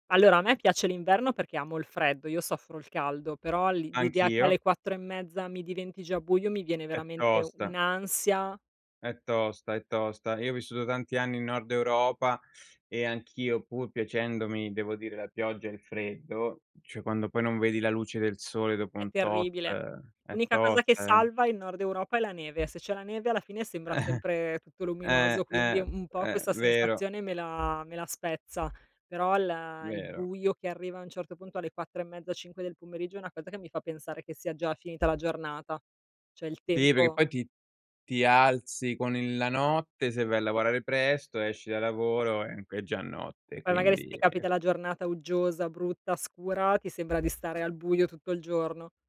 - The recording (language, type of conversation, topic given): Italian, unstructured, Come affronti i momenti di tristezza o di delusione?
- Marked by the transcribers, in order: chuckle